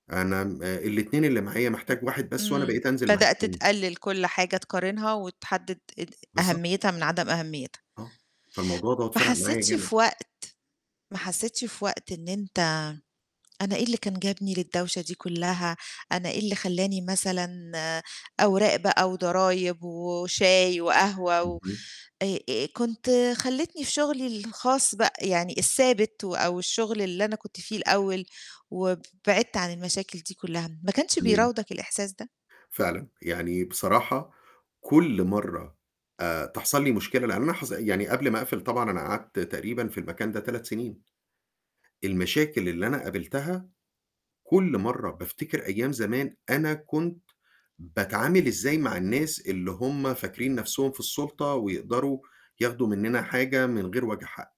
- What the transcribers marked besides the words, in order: static; other noise
- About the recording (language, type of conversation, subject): Arabic, podcast, إزاي تقرر تفتح مشروع خاص ولا تكمّل في شغل ثابت؟